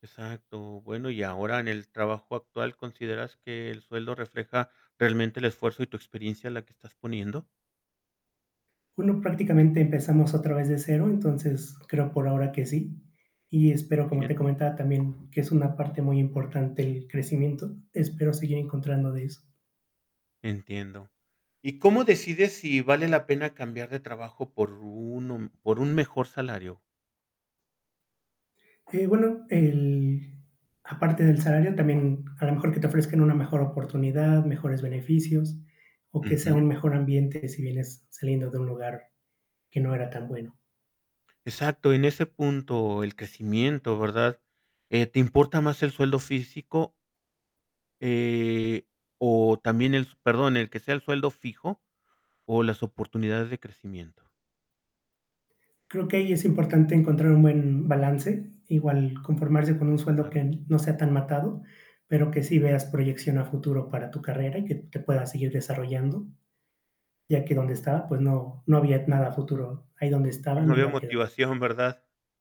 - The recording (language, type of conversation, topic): Spanish, podcast, ¿Qué papel juega el sueldo en tus decisiones profesionales?
- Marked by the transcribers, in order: static; tapping